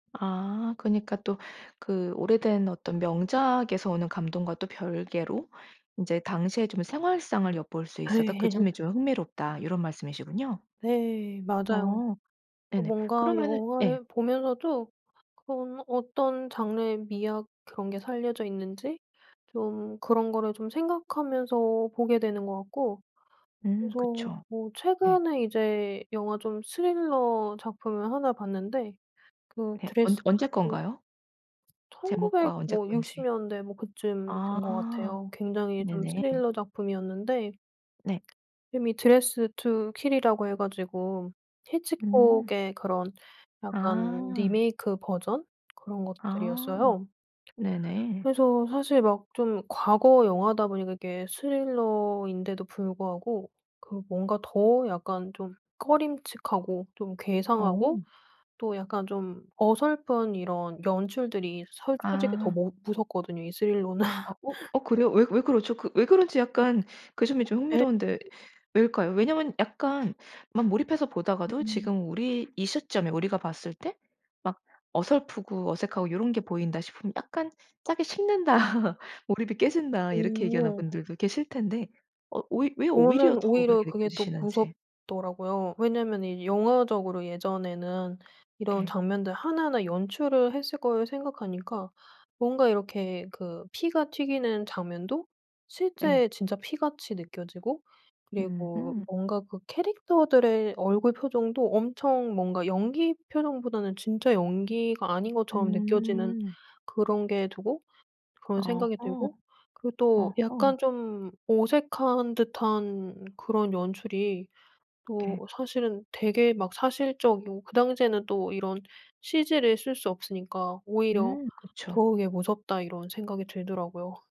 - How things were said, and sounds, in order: "있어서" said as "있어더"; laughing while speaking: "예"; tapping; other background noise; laughing while speaking: "스릴러는"; laughing while speaking: "식는다"
- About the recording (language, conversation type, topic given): Korean, podcast, 오래된 영화나 드라마를 다시 보면 어떤 기분이 드시나요?